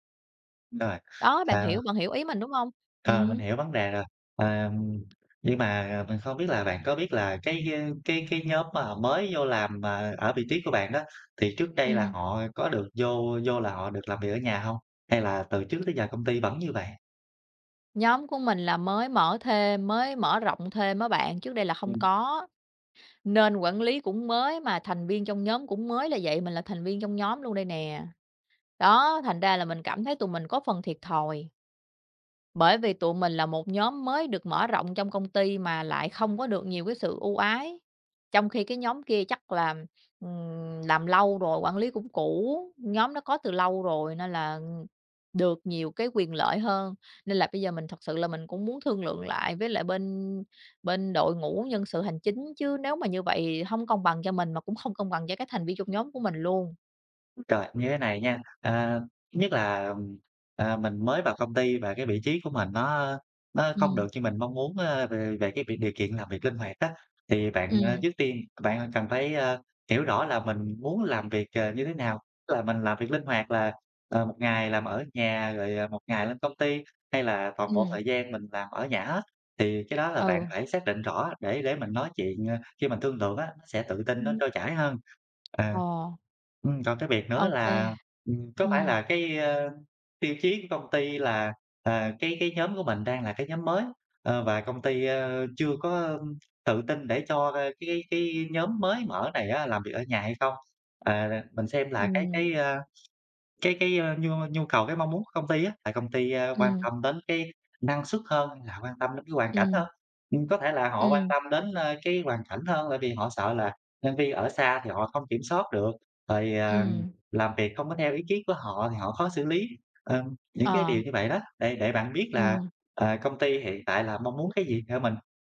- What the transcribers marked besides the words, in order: other background noise; tapping
- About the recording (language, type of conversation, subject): Vietnamese, advice, Làm thế nào để đàm phán các điều kiện làm việc linh hoạt?